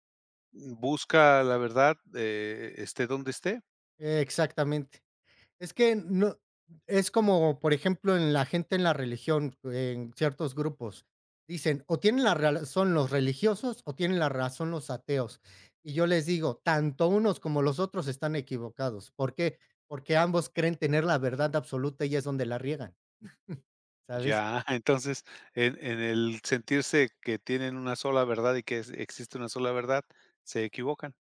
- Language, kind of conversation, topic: Spanish, podcast, ¿De dónde sacas inspiración en tu día a día?
- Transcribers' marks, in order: "razón" said as "reazón"; chuckle